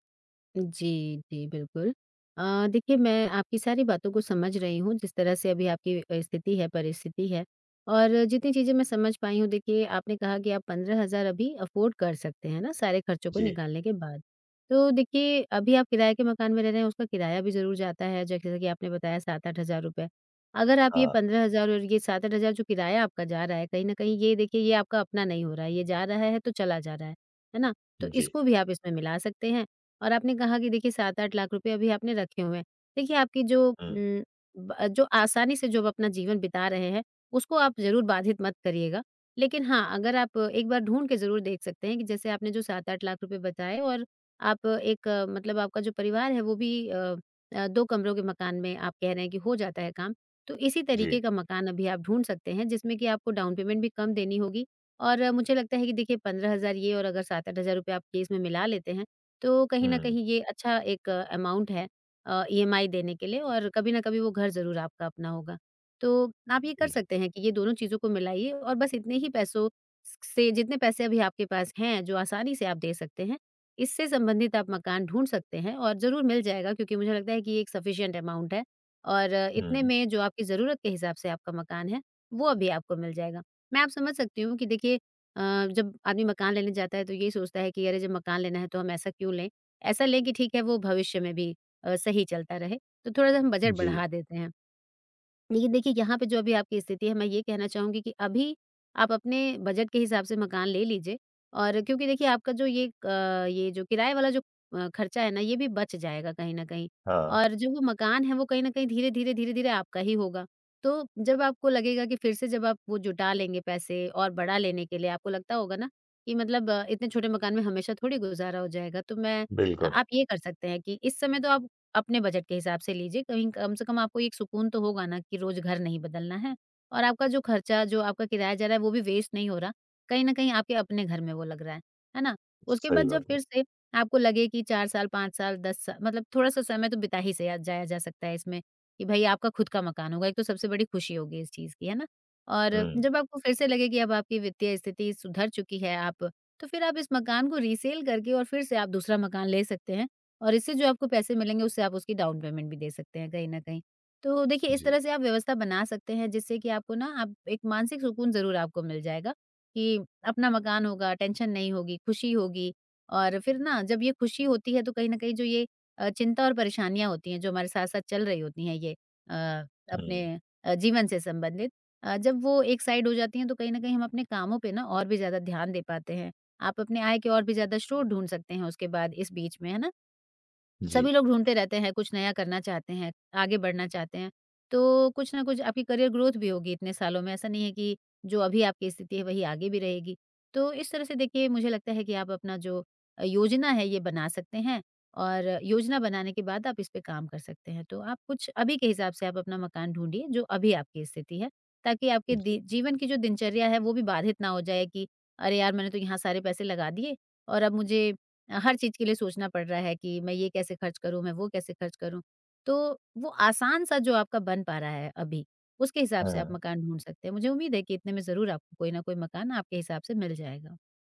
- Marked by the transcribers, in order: other background noise; tapping; in English: "अफोर्ड"; in English: "डाउन पेमेंट"; in English: "केस"; in English: "अमाउन्ट"; other noise; in English: "सफिशन्ट अमाउन्ट"; in English: "वेस्ट"; in English: "रिसेल"; in English: "डाउन पेमेंट"; in English: "टेंशन"; in English: "साइड"; in English: "करियर ग्रोथ"
- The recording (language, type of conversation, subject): Hindi, advice, मकान ढूँढ़ने या उसे किराये पर देने/बेचने में आपको किन-किन परेशानियों का सामना करना पड़ता है?
- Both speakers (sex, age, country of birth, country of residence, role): female, 40-44, India, India, advisor; male, 40-44, India, India, user